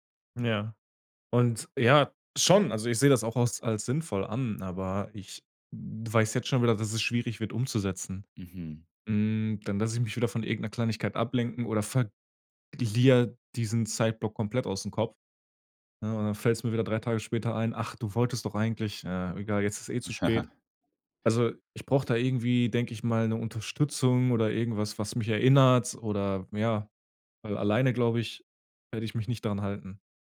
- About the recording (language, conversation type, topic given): German, advice, Wie kann ich verhindern, dass ich durch Nachrichten und Unterbrechungen ständig den Fokus verliere?
- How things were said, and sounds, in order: giggle